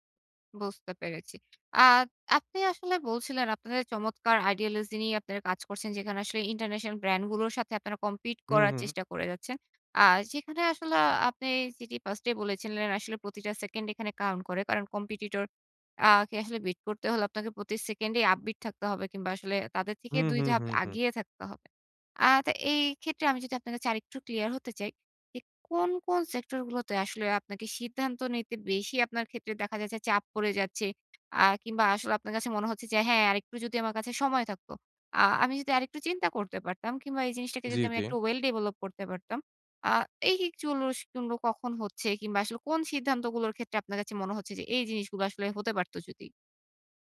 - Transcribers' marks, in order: in English: "ideology"; in English: "compete"; in English: "count"; in English: "competitor"; in English: "beat"; in English: "upbeat"; "এগিয়ে" said as "আগিয়ে"; in English: "well develop"
- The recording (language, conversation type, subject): Bengali, advice, স্টার্টআপে দ্রুত সিদ্ধান্ত নিতে গিয়ে আপনি কী ধরনের চাপ ও দ্বিধা অনুভব করেন?